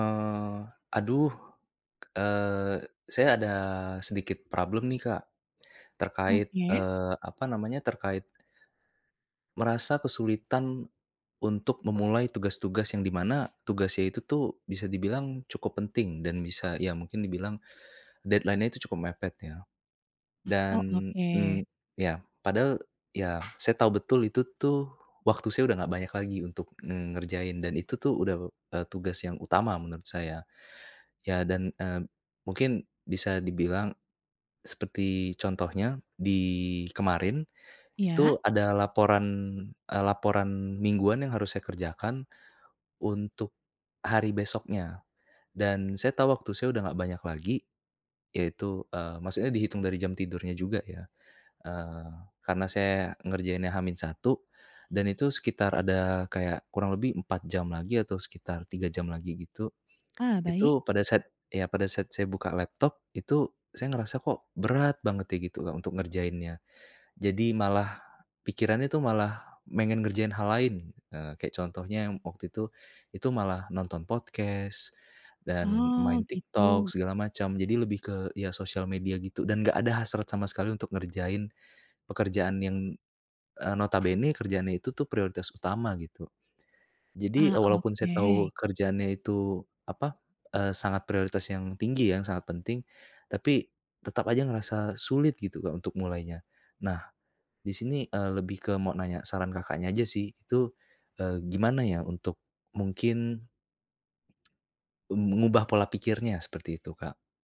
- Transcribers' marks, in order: other background noise; in English: "problem"; in English: "deadline-nya"; in English: "podcast"; tsk
- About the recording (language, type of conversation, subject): Indonesian, advice, Mengapa saya sulit memulai tugas penting meski tahu itu prioritas?